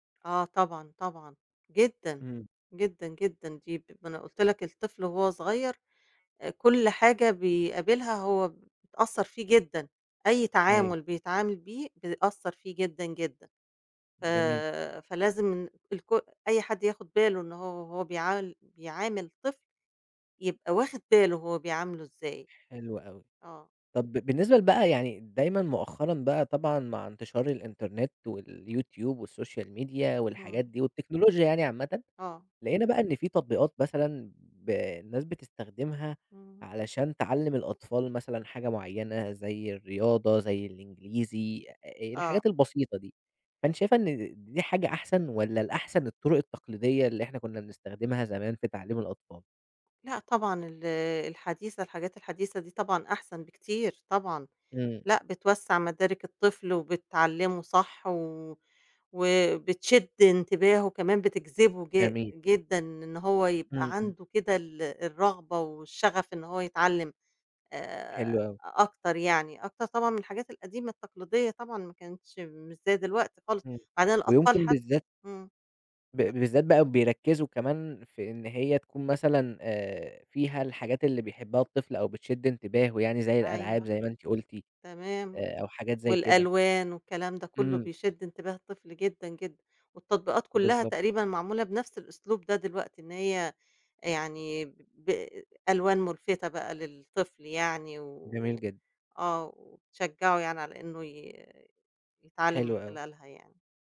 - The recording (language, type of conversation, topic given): Arabic, podcast, ازاي بتشجّع الأطفال يحبّوا التعلّم من وجهة نظرك؟
- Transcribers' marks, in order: in English: "والSocail media"; other noise